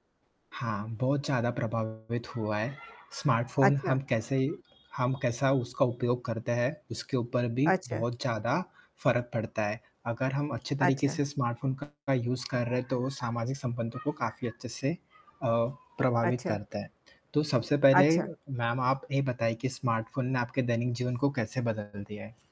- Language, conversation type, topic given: Hindi, unstructured, स्मार्टफोन ने आपके दैनिक जीवन को कैसे बदल दिया है?
- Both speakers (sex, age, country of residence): female, 50-54, United States; male, 20-24, India
- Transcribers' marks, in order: static; distorted speech; other background noise; horn; in English: "यूज़"; tapping; background speech